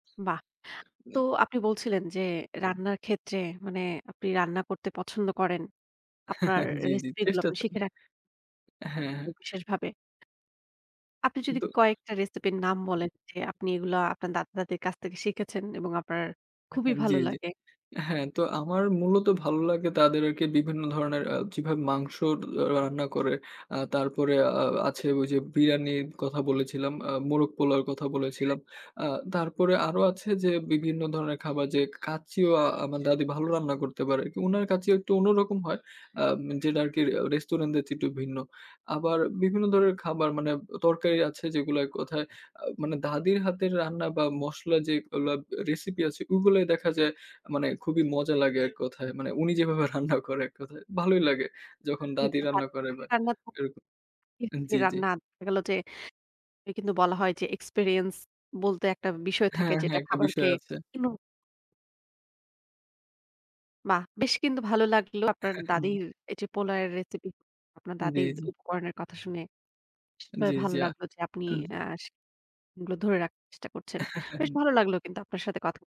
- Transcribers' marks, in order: chuckle; laughing while speaking: "জি, জি, চেষ্টা চলে"; tapping; unintelligible speech; alarm; "যেটা" said as "যেডা"; "রেস্টুরেন্টের" said as "রেস্তুরেন্দের"; "চেয়ে" said as "চে"; scoff; unintelligible speech; chuckle; unintelligible speech; chuckle
- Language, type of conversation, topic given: Bengali, podcast, দাদী-দাদার রান্নায় কি কোনো গোপন উপকরণ থাকে, যা তারা বলে দিতে চান?